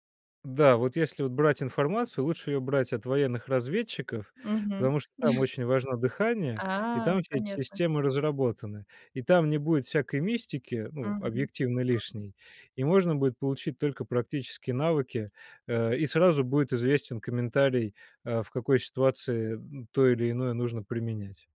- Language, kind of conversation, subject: Russian, podcast, Какие простые дыхательные практики можно делать на улице?
- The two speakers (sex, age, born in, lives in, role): female, 45-49, Russia, France, host; male, 30-34, Russia, Germany, guest
- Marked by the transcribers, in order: chuckle